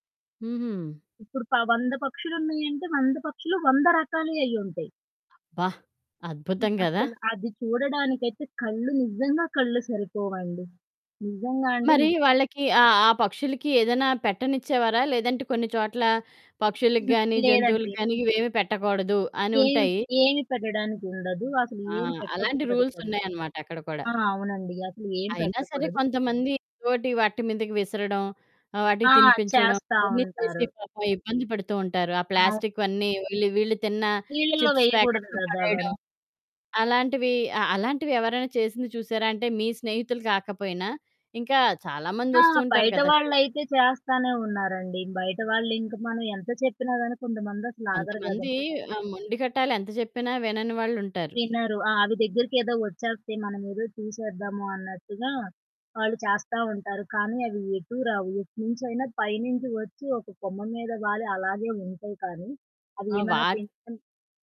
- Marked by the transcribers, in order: distorted speech; other background noise; static; in English: "రూల్స్"; in English: "చిప్స్"
- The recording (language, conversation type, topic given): Telugu, podcast, మీ స్కూల్ లేదా కాలేజ్ ట్రిప్‌లో జరిగిన అత్యంత రోమాంచక సంఘటన ఏది?